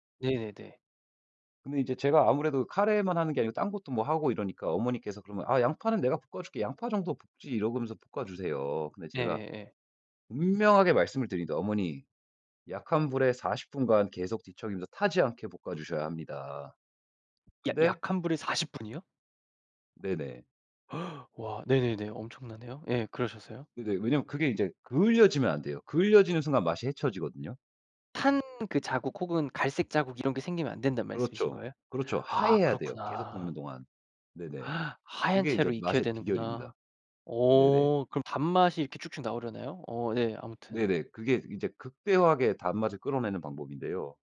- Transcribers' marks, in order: gasp; gasp
- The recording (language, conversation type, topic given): Korean, podcast, 같이 요리하다가 생긴 웃긴 에피소드가 있나요?